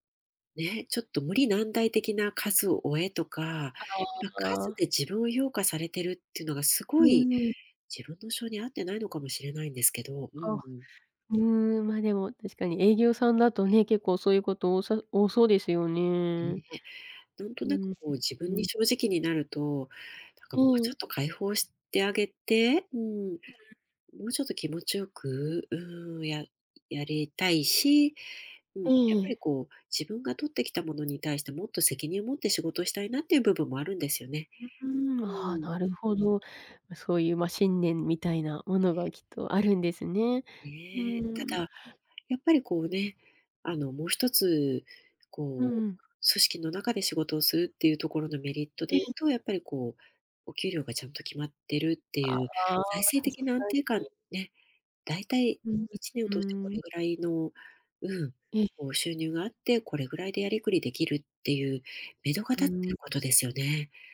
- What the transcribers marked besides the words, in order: tapping; other background noise
- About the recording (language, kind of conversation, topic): Japanese, advice, 起業するか今の仕事を続けるか迷っているとき、どう判断すればよいですか？